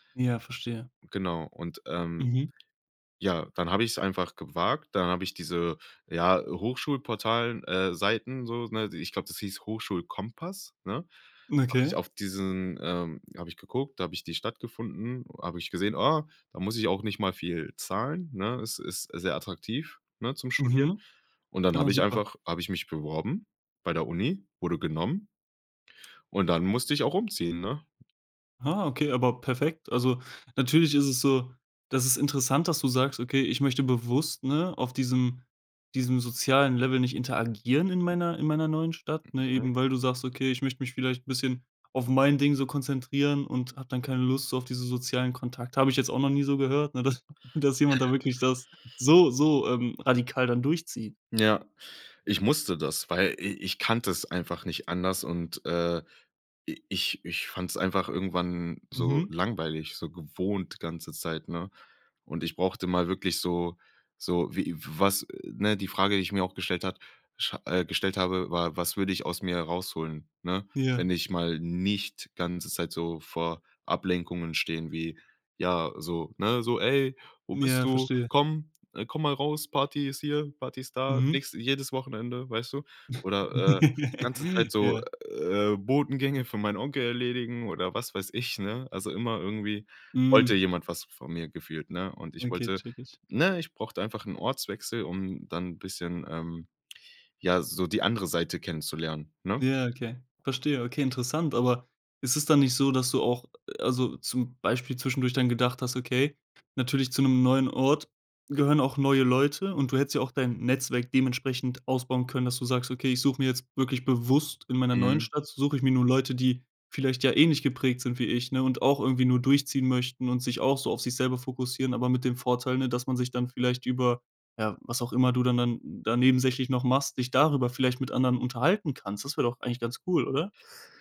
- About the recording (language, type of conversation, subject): German, podcast, Wie hast du einen Neuanfang geschafft?
- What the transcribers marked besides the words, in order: laughing while speaking: "Dass"; chuckle; put-on voice: "Ey, wo bist du? Komm … nächste jedes Wochenende"; laugh